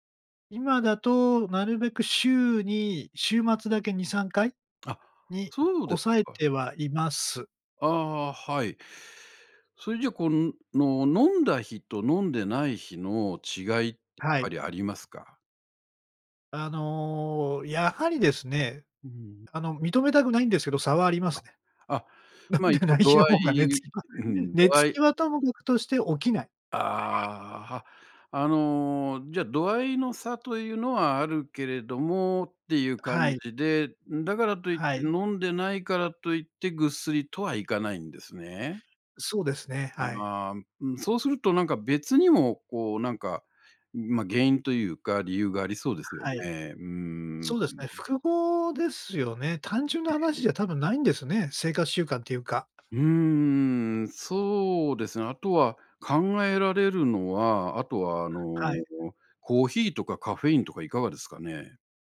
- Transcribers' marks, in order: other background noise; laughing while speaking: "飲んでない日の方が寝つきは"
- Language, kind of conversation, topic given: Japanese, advice, 夜に何時間も寝つけないのはどうすれば改善できますか？